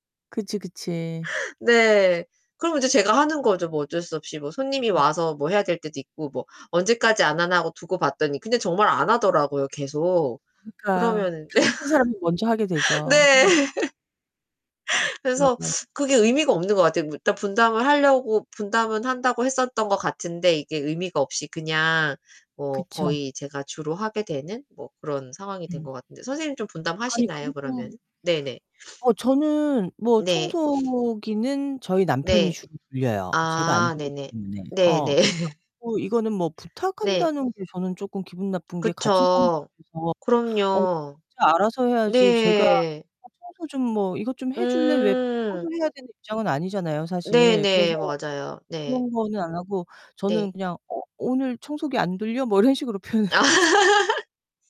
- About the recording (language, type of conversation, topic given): Korean, unstructured, 같이 사는 사람이 청소를 하지 않을 때 어떻게 설득하시겠어요?
- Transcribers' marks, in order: distorted speech; laugh; laughing while speaking: "네"; laugh; sniff; other background noise; laugh; laughing while speaking: "표현을 하거든요"; laughing while speaking: "아"